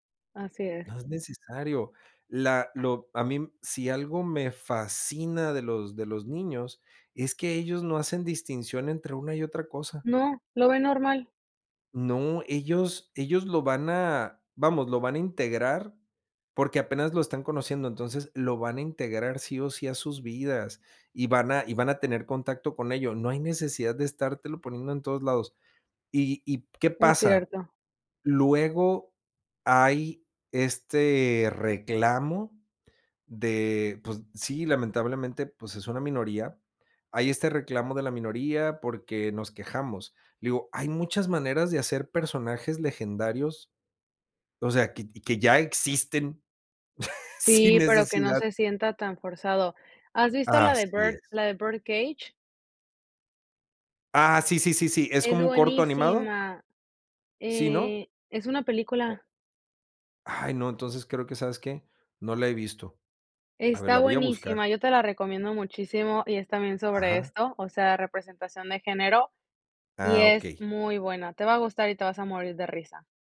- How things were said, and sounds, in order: chuckle
- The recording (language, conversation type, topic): Spanish, podcast, ¿Qué opinas sobre la representación de género en películas y series?